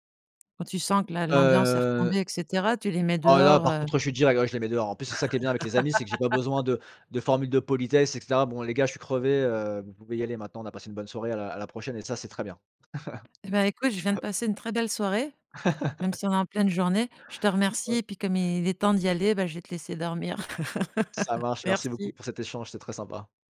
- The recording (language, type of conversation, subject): French, podcast, Quelle est ta routine quand tu reçois des invités ?
- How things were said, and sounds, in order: drawn out: "Heu"; laugh; chuckle; tapping; chuckle; laugh